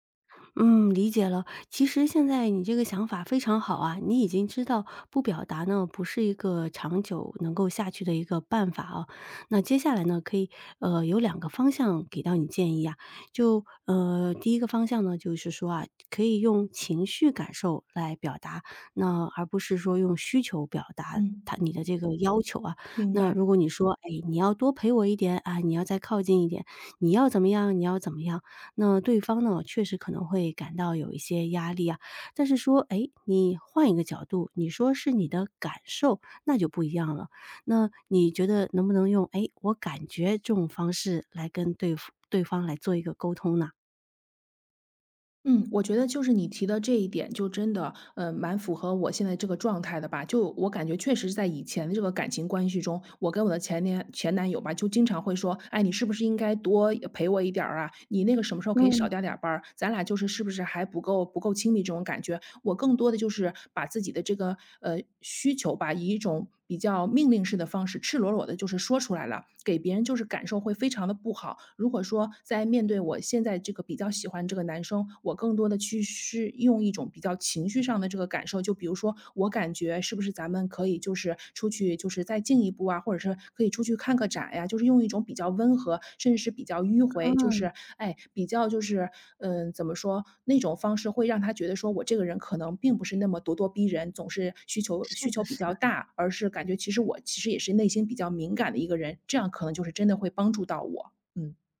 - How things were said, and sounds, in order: other background noise
- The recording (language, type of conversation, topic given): Chinese, advice, 我该如何表达我希望关系更亲密的需求，又不那么害怕被对方拒绝？